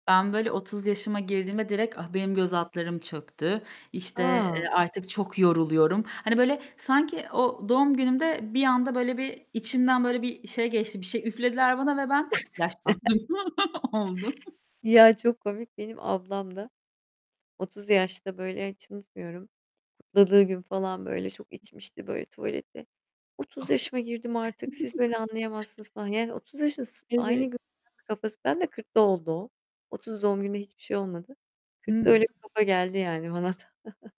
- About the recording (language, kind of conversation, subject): Turkish, unstructured, Ev yapımı yemekler seni her zaman mutlu eder mi?
- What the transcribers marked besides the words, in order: other background noise; distorted speech; chuckle; laughing while speaking: "yaşlandım oldu"; chuckle; unintelligible speech; chuckle; chuckle